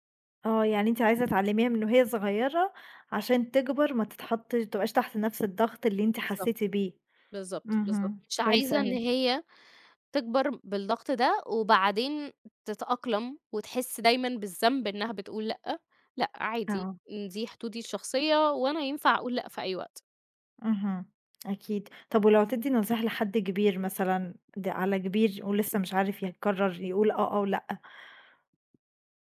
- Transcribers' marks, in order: other background noise; tapping
- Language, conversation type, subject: Arabic, podcast, إزاي بتعرف إمتى تقول أيوه وإمتى تقول لأ؟